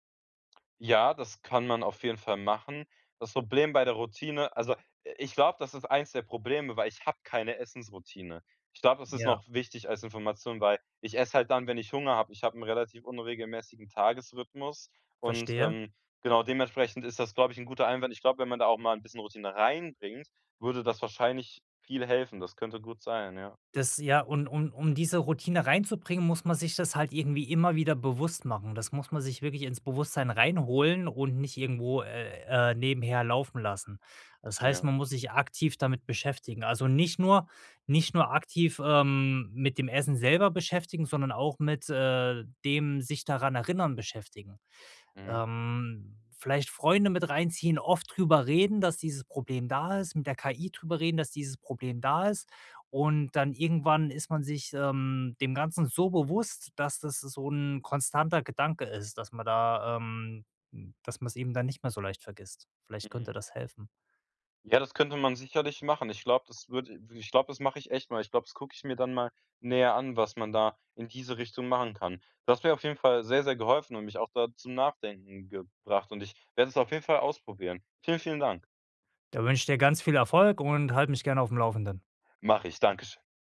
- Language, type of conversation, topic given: German, advice, Woran erkenne ich, ob ich wirklich Hunger habe oder nur Appetit?
- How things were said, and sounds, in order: stressed: "reinbringt"; stressed: "reinholen"; drawn out: "ähm"; drawn out: "Ähm"; other background noise